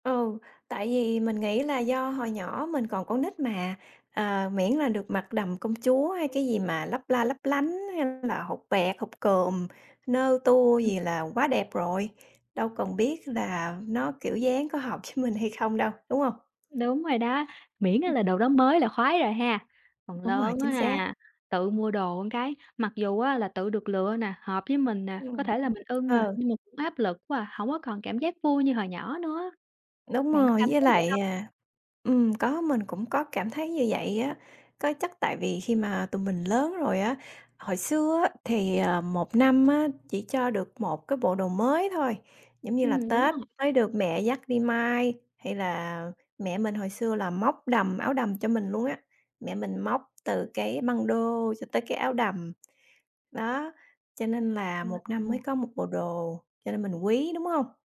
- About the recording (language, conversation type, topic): Vietnamese, unstructured, Bạn cảm thấy thế nào khi tự mua được món đồ mình thích?
- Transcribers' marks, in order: unintelligible speech; unintelligible speech; other background noise; tapping; "một" said as "ừn"; unintelligible speech